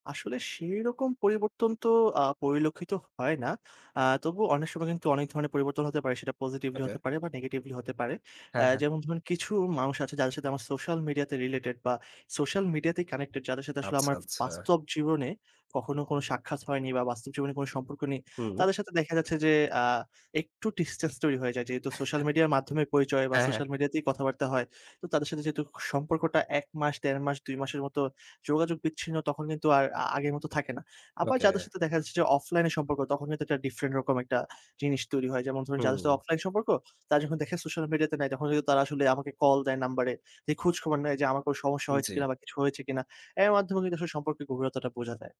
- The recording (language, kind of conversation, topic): Bengali, podcast, সোশ্যাল মিডিয়া বন্ধ রাখলে তোমার সম্পর্কের ধরন কীভাবে বদলে যায়?
- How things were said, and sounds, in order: "আচ্ছা" said as "আছা"; in English: "distance"; chuckle; "একটা" said as "অ্যাটা"; "দিয়ে" said as "দে"